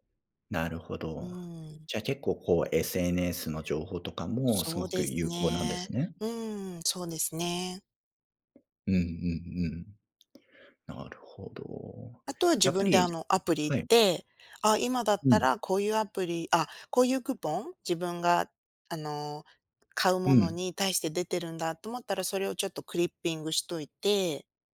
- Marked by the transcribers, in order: other noise
- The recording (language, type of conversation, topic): Japanese, podcast, ネット通販で賢く買い物するには、どんな方法がありますか？